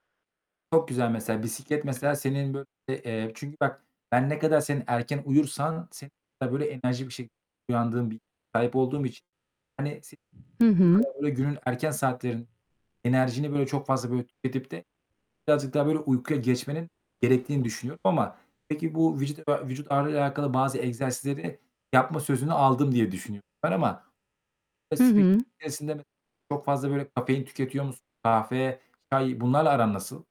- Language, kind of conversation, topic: Turkish, advice, Güne nasıl daha enerjik başlayabilir ve günümü nasıl daha verimli kılabilirim?
- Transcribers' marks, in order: other background noise; unintelligible speech; mechanical hum; unintelligible speech; distorted speech; static; unintelligible speech